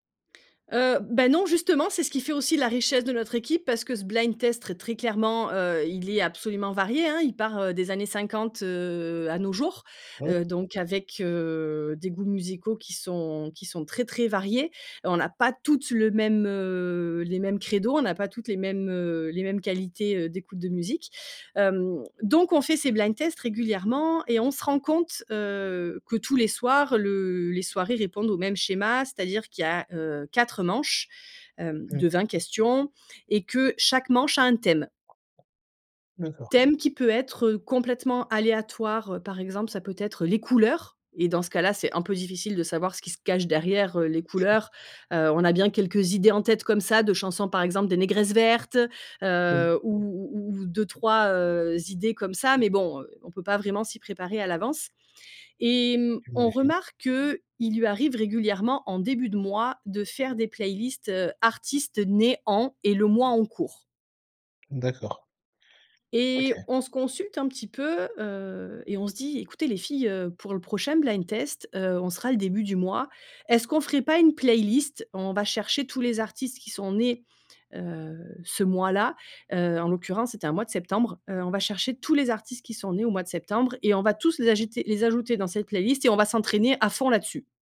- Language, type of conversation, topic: French, podcast, Raconte un moment où une playlist a tout changé pour un groupe d’amis ?
- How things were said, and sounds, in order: tapping; chuckle; other background noise